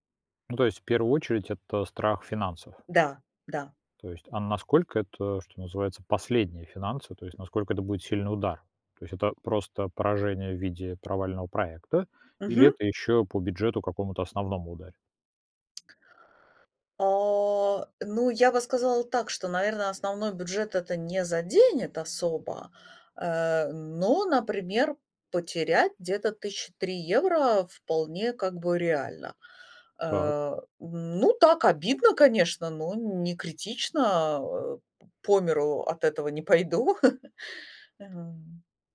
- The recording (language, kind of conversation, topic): Russian, advice, Как справиться с постоянным страхом провала при запуске своего первого продукта?
- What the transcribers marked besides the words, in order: tapping; chuckle